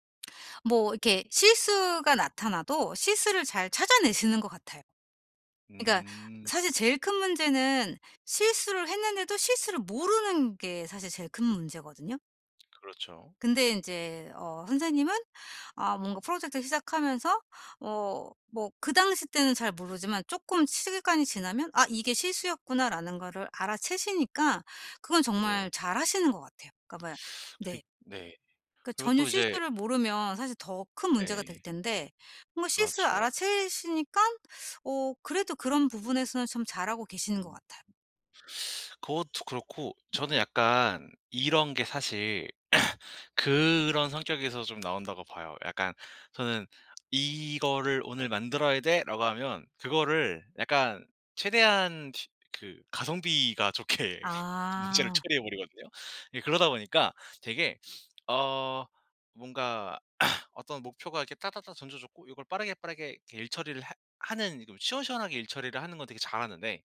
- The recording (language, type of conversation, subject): Korean, advice, 실수에서 어떻게 배우고 같은 실수를 반복하지 않을 수 있나요?
- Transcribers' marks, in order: other background noise; throat clearing; laughing while speaking: "좋게 문제를 처리해 버리거든요"; throat clearing